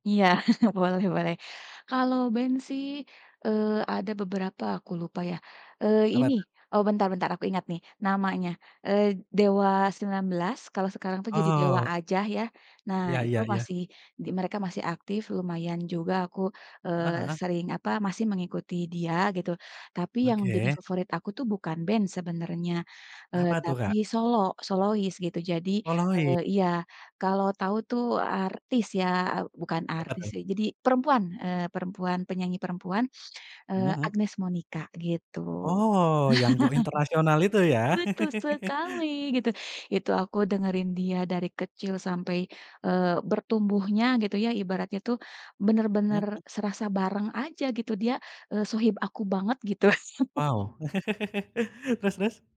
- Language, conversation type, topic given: Indonesian, podcast, Bagaimana layanan streaming memengaruhi cara kamu menemukan musik baru?
- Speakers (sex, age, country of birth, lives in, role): female, 35-39, Indonesia, Indonesia, guest; male, 25-29, Indonesia, Indonesia, host
- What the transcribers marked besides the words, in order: chuckle; in English: "go international"; chuckle; laugh; chuckle